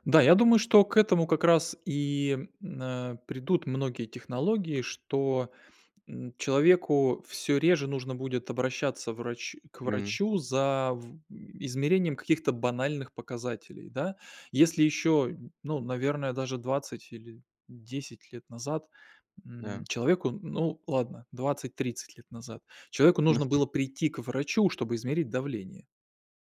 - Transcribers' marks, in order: tapping
- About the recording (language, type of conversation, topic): Russian, podcast, Какие изменения принесут технологии в сфере здоровья и медицины?